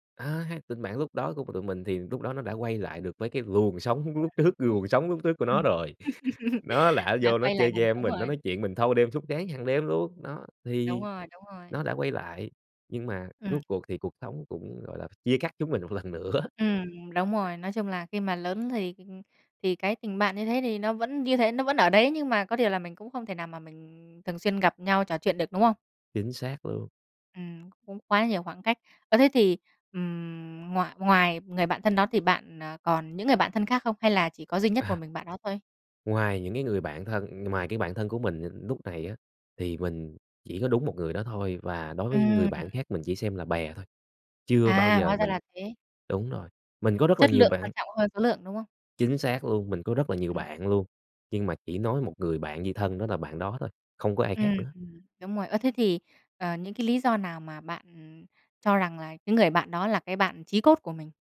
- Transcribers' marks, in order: unintelligible speech; laugh; tapping; laughing while speaking: "lần nữa"; other background noise
- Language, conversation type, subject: Vietnamese, podcast, Theo bạn, thế nào là một người bạn thân?